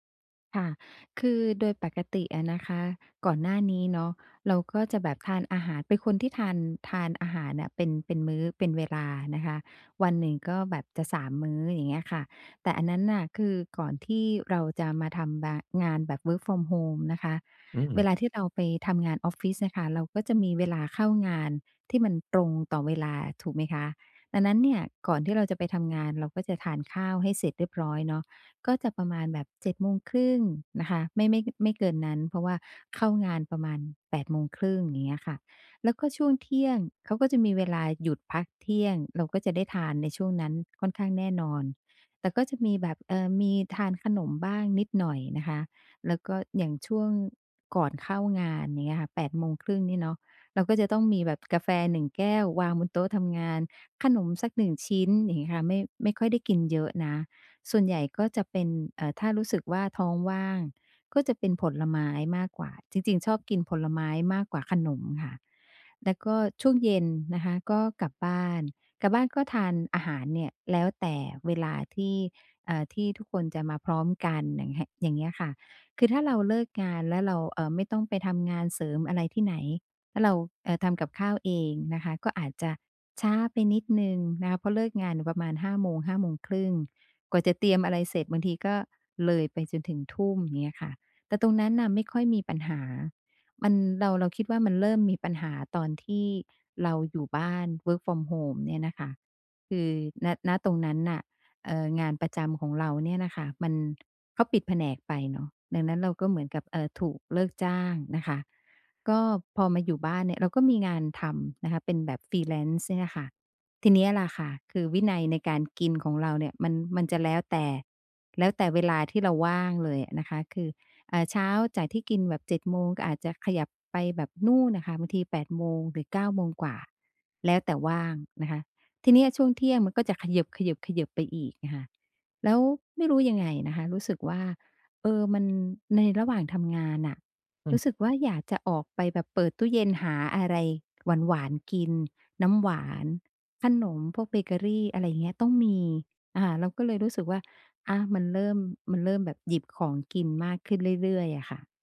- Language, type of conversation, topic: Thai, advice, ควรเลือกอาหารและของว่างแบบไหนเพื่อช่วยควบคุมความเครียด?
- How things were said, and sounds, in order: other background noise; in English: "work from home"; tapping; in English: "work from home"; in English: "Freelance"; other noise